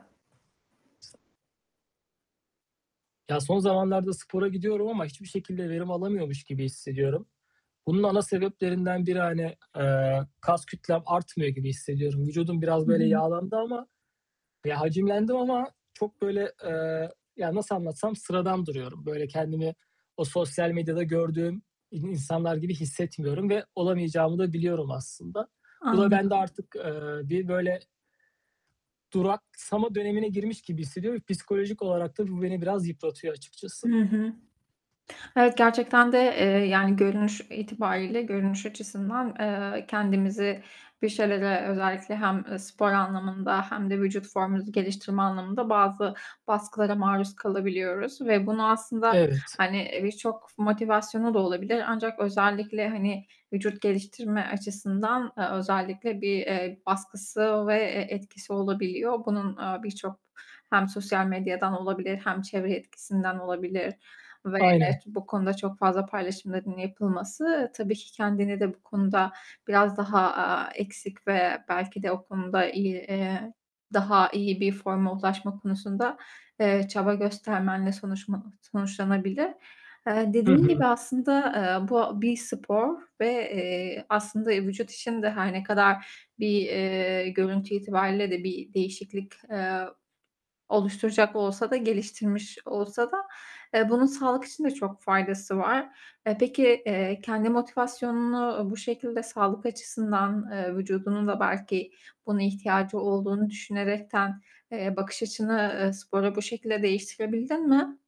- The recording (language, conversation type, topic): Turkish, advice, Form hedeflerimde tıkandığımı ve ilerleme göremediğimi hissediyorsam ne yapmalıyım?
- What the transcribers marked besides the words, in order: static; tapping; unintelligible speech; distorted speech